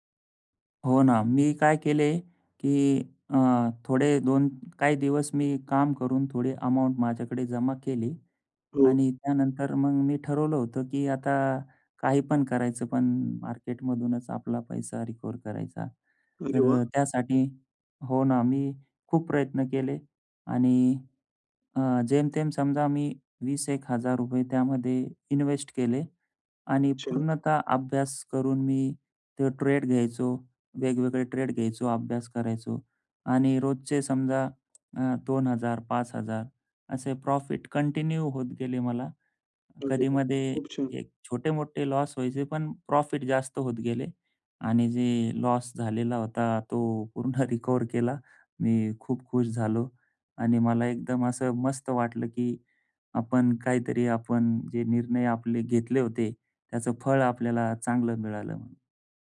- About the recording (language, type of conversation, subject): Marathi, podcast, कामात अपयश आलं तर तुम्ही काय शिकता?
- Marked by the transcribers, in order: in English: "ट्रेड"; in English: "ट्रेड"; tapping; in English: "कंटिन्यू"; laughing while speaking: "तो पूर्ण रिकव्हर केला"